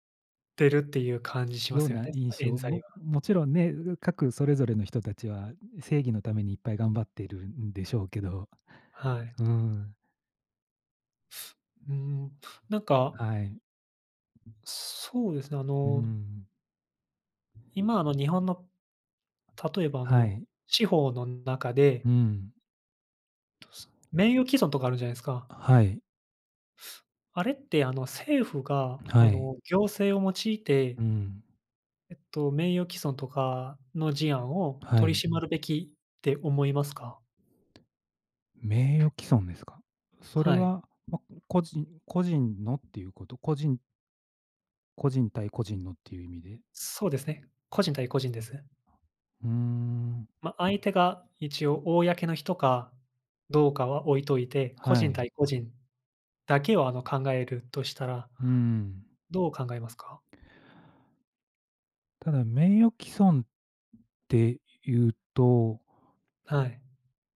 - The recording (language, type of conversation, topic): Japanese, unstructured, 政府の役割はどこまであるべきだと思いますか？
- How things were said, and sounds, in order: other background noise; tapping